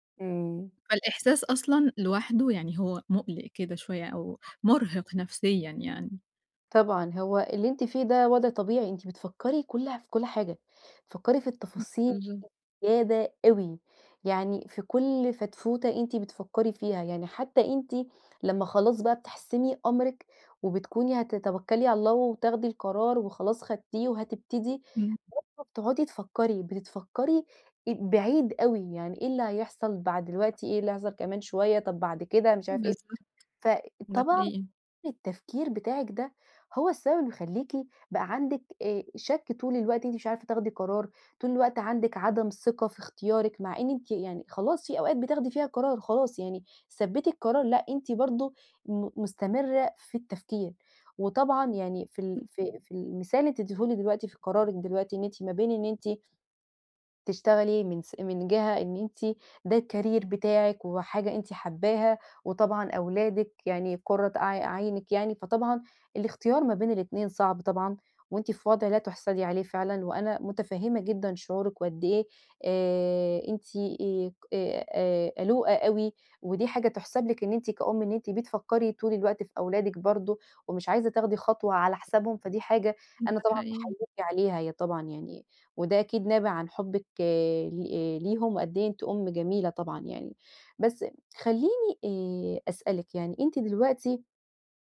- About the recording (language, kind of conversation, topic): Arabic, advice, إزاي أتعامل مع الشك وعدم اليقين وأنا باختار؟
- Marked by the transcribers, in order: unintelligible speech; tapping; in English: "الcareer"